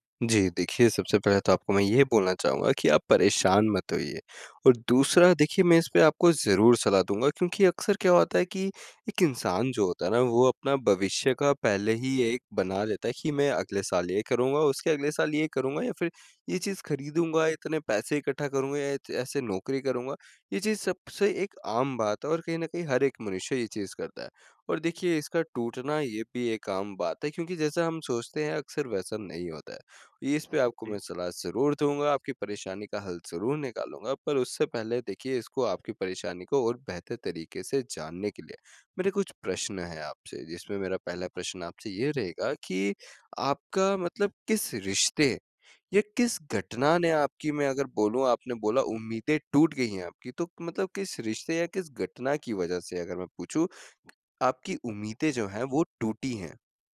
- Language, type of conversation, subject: Hindi, advice, टूटी हुई उम्मीदों से आगे बढ़ने के लिए मैं क्या कदम उठा सकता/सकती हूँ?
- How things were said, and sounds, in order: none